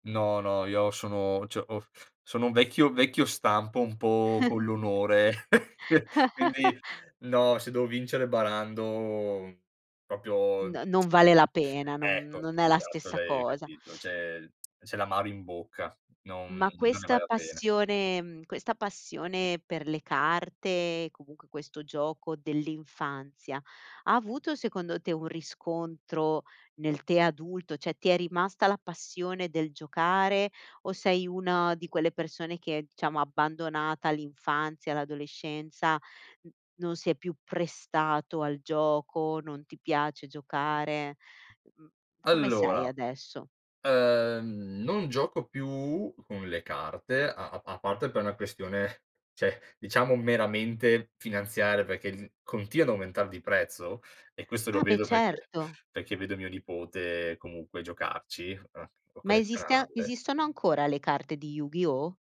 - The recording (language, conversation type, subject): Italian, podcast, Quale gioco d'infanzia ricordi con più affetto e perché?
- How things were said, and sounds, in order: "cioè" said as "ceh"; chuckle; tapping; chuckle; chuckle; "proprio" said as "propio"; tsk; tsk; "Cioè" said as "ceh"; "diciamo" said as "ciamo"; other background noise; "cioè" said as "ceh"